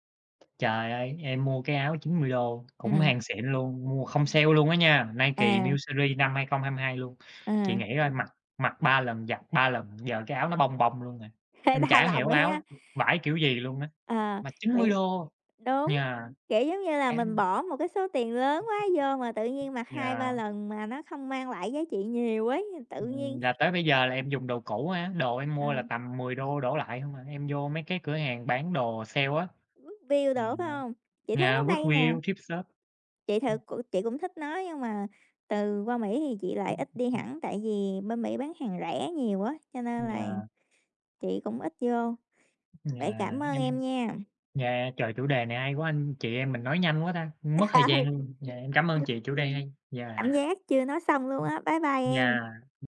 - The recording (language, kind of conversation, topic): Vietnamese, unstructured, Bạn thích mặc quần áo thoải mái hay chú trọng thời trang hơn?
- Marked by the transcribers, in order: tapping; other background noise; in English: "New series"; in English: "thrift shop"; unintelligible speech; laughing while speaking: "Ừ"